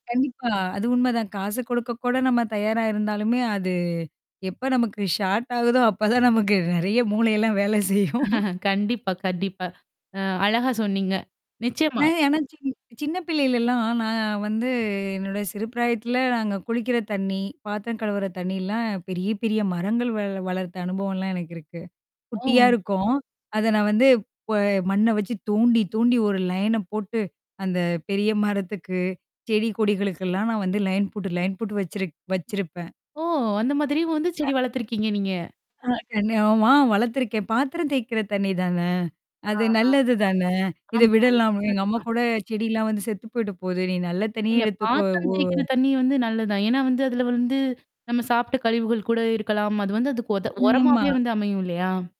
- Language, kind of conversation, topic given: Tamil, podcast, சாதாரண மக்கள் நீர் சேமிப்பிற்காக என்னென்ன நடவடிக்கைகள் எடுக்கலாம் என்று நீங்கள் நினைக்கிறீர்கள்?
- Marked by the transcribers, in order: mechanical hum; other background noise; tapping; static; in English: "ஷார்ட்"; laughing while speaking: "செய்யும்"; chuckle; in English: "லயன"; in English: "லைன்"; in English: "லைன்"; surprised: "அந்த மாதிரியே வந்து செடி வளர்த்துருக்கீங்க நீங்க?"; other noise; distorted speech